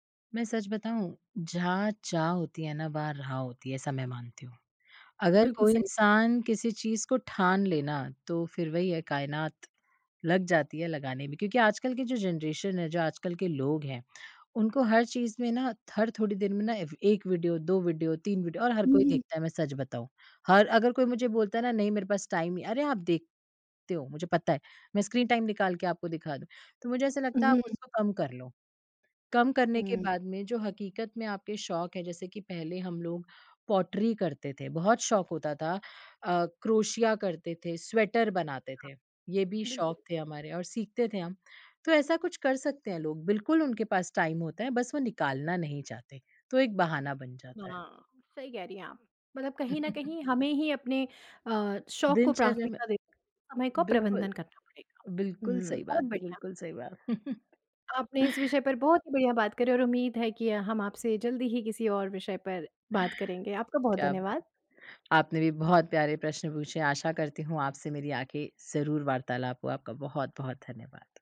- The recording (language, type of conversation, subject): Hindi, podcast, कौन-सा शौक आपकी ज़िंदगी बदल गया, और कैसे?
- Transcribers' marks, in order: in English: "जनरेशन"; in English: "टाइम"; in English: "स्क्रीन टाइम"; in English: "पॉटरी"; in English: "टाइम"; chuckle; chuckle